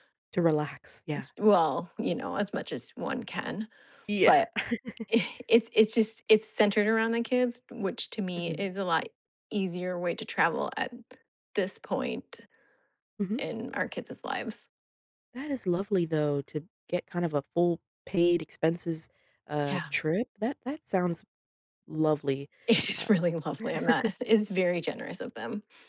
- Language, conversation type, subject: English, unstructured, How do you usually spend time with your family?
- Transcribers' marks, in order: tapping; laughing while speaking: "i"; chuckle; "kids'" said as "kidses"; laughing while speaking: "It is really lovely"; laugh